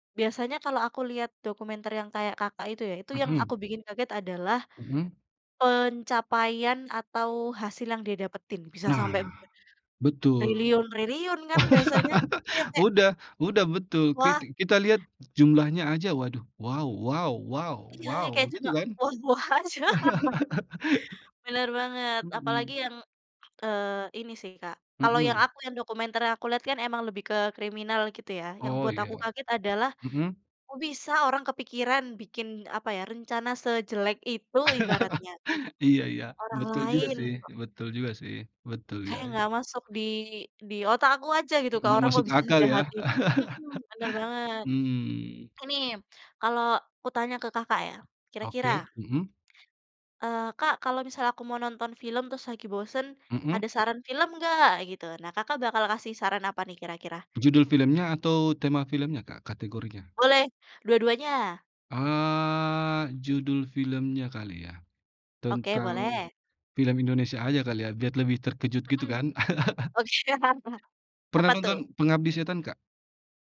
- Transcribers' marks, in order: laugh; laughing while speaking: "wah wah aja"; laugh; laugh; other background noise; laugh; tapping; drawn out: "Eee"; unintelligible speech; laugh
- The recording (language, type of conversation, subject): Indonesian, unstructured, Apa film terakhir yang membuat kamu terkejut?